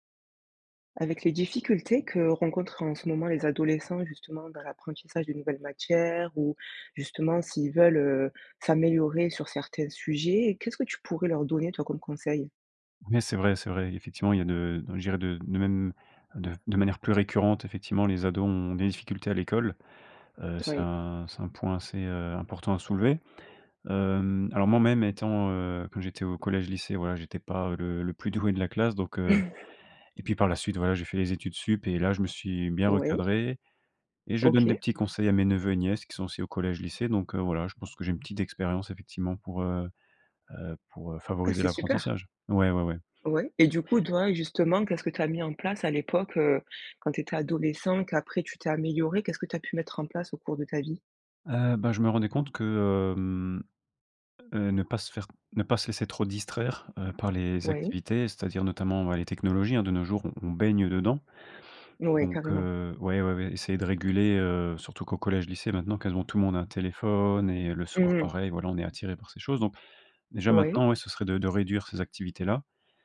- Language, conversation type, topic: French, podcast, Quel conseil donnerais-tu à un ado qui veut mieux apprendre ?
- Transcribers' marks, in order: tapping; laughing while speaking: "doué"; chuckle; "supérieures" said as "sup"